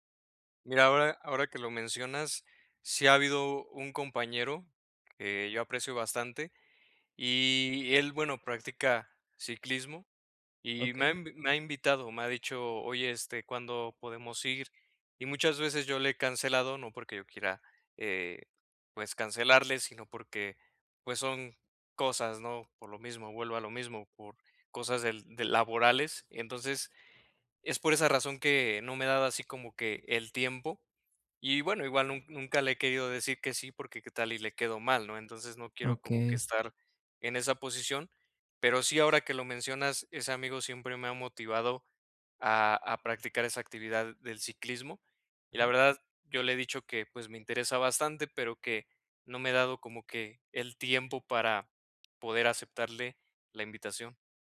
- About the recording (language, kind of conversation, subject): Spanish, advice, ¿Cómo puedo encontrar tiempo cada semana para mis pasatiempos?
- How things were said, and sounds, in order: none